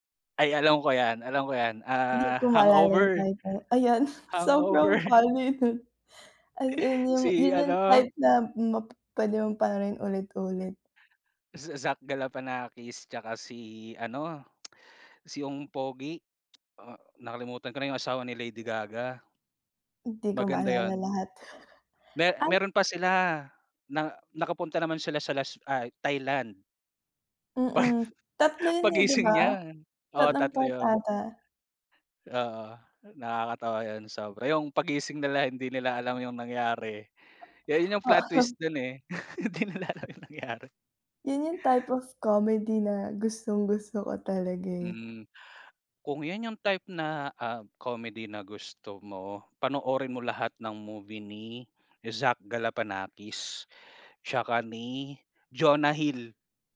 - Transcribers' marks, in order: laughing while speaking: "Hangover"; laughing while speaking: "sobrang funny nun"; laugh; tsk; chuckle; laughing while speaking: "Pag"; laugh; laughing while speaking: "hindi nila alam yung nangyari"
- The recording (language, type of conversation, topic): Filipino, unstructured, Ano ang huling pelikulang talagang nagustuhan mo?